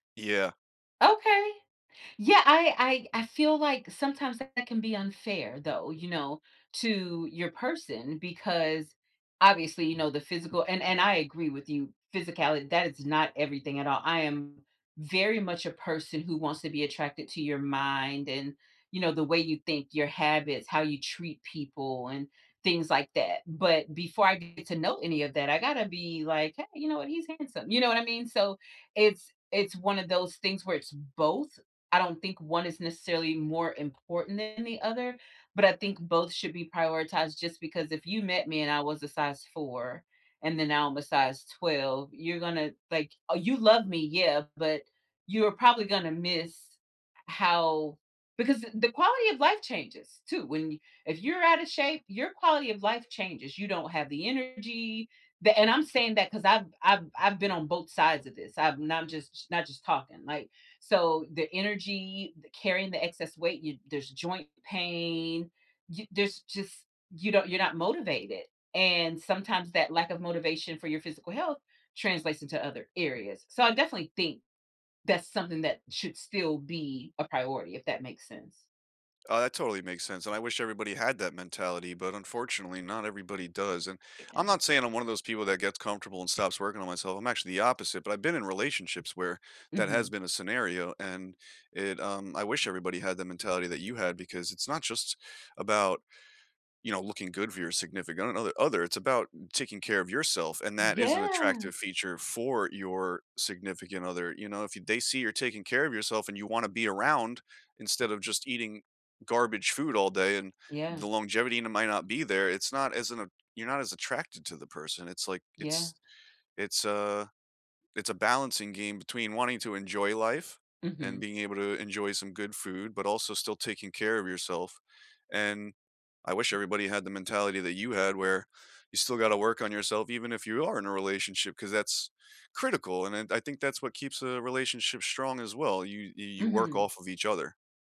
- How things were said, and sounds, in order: tapping
- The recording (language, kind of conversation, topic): English, unstructured, How do you stay motivated to move regularly?
- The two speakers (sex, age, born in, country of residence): female, 40-44, United States, United States; male, 35-39, United States, United States